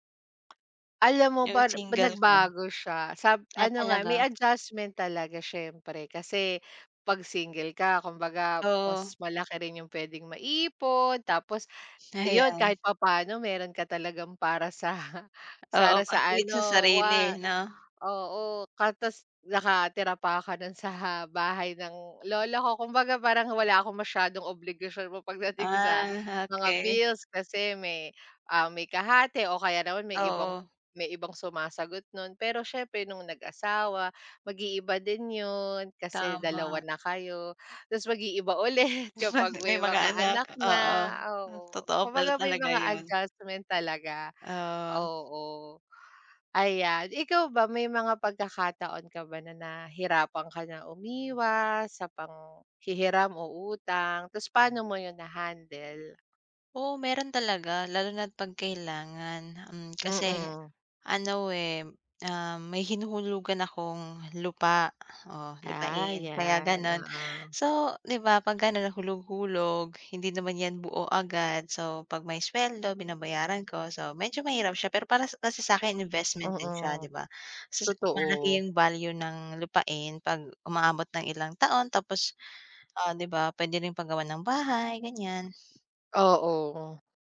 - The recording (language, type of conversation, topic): Filipino, unstructured, Ano ang mga simpleng hakbang para makaiwas sa utang?
- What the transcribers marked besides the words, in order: other background noise; laughing while speaking: "Ayan"; laughing while speaking: "sa"; unintelligible speech; laughing while speaking: "pagdating sa"; chuckle; laughing while speaking: "ulit"; tapping; "para" said as "paras"; unintelligible speech